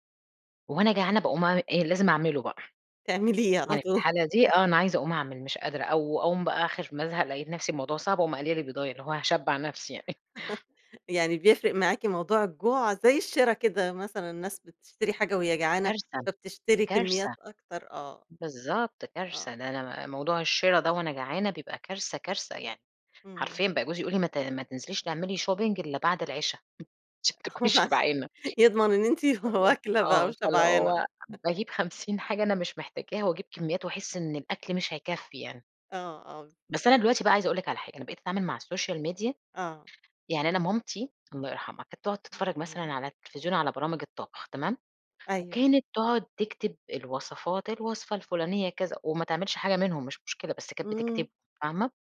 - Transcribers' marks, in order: laughing while speaking: "تعمليه على طول"; laugh; in English: "shopping"; laugh; laughing while speaking: "عشان تكوني شبعانة والله، آه … أنا مش محتاجاها"; laughing while speaking: "عش يضمن إن أنتِ واكلة بقى وشبعانة"; tapping; in English: "السوشيال ميديا"; other background noise
- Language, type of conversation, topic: Arabic, podcast, إيه رأيك في تأثير السوشيال ميديا على عادات الأكل؟